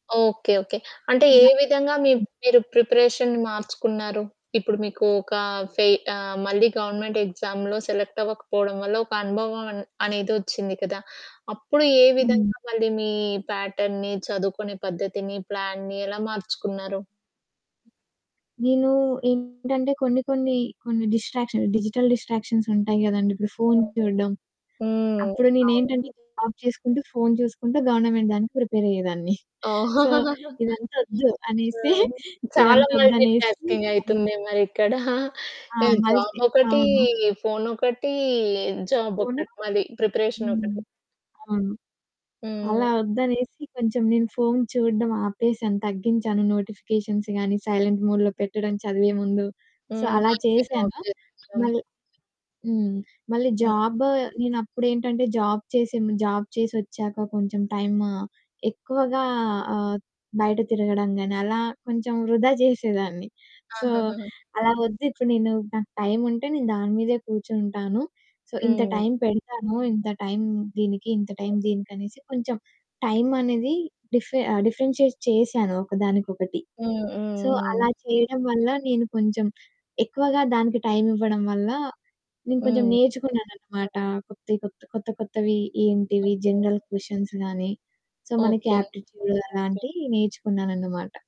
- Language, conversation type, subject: Telugu, podcast, మీ జీవితంలో ఎదురైన ఒక ఎదురుదెబ్బ నుంచి మీరు ఎలా మళ్లీ నిలబడ్డారు?
- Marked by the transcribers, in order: unintelligible speech; distorted speech; in English: "ప్రిపరేషన్‌ని"; in English: "గవర్నమెంట్ ఎగ్జామ్స్‌లో సెలెక్ట్"; in English: "ప్యాటర్న్‌ని"; in English: "ప్లాన్‌ని"; in English: "డిస్ట్రాక్షన్స్, డిజిటల్ డిస్ట్రాక్షన్స్"; in English: "జాబ్"; in English: "గవర్నమెంట్"; chuckle; in English: "సో"; giggle; chuckle; static; in English: "నోటిఫికేషన్స్"; in English: "సైలెంట్ మోడ్‌లో"; other background noise; in English: "సో"; unintelligible speech; in English: "జాబ్"; in English: "జాబ్"; in English: "సో"; in English: "సో"; in English: "డిఫ్ డిఫరెన్షియేట్"; in English: "సో"; in English: "జనరల్ క్వెషన్స్"; in English: "సో"; in English: "యాప్టిట్యూడ్"